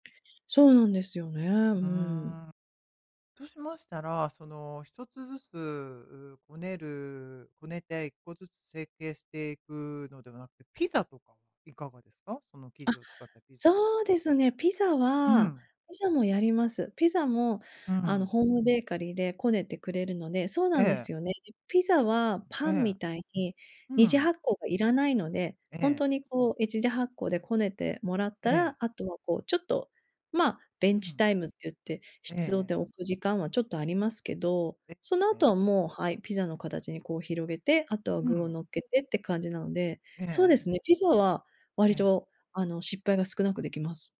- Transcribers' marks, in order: other background noise
- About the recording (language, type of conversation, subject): Japanese, advice, 料理の失敗を減らして、もっと楽しく調理するにはどうすればいいですか？